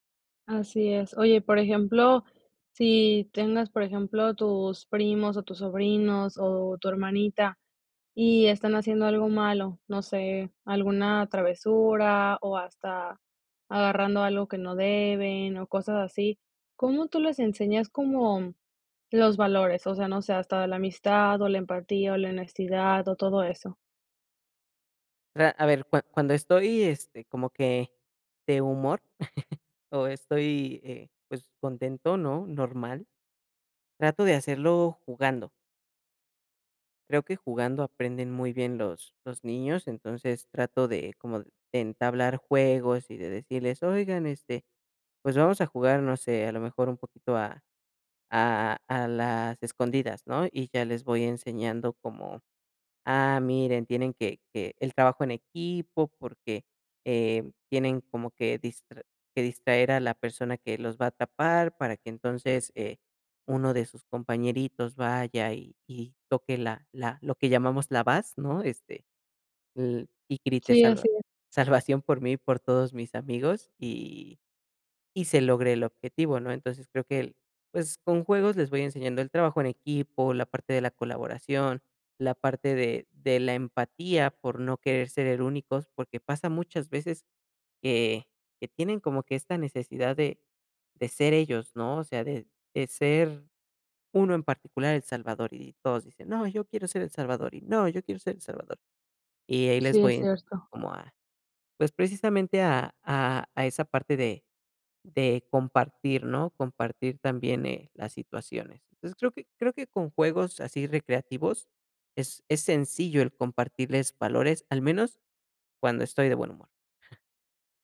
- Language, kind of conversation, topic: Spanish, podcast, ¿Cómo compartes tus valores con niños o sobrinos?
- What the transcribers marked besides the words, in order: chuckle; "base" said as "bas"; chuckle